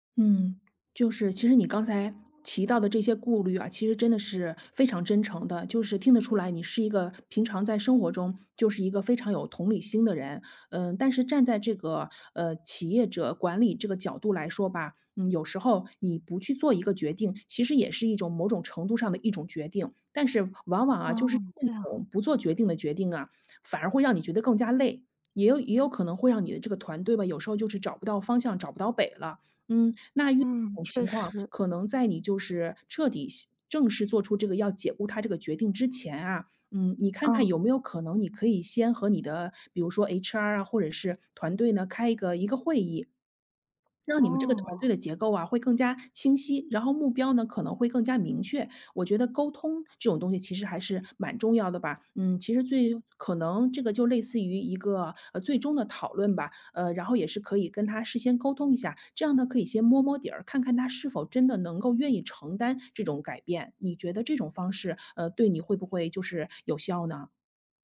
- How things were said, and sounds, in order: other background noise; music
- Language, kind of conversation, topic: Chinese, advice, 员工表现不佳但我不愿解雇他/她，该怎么办？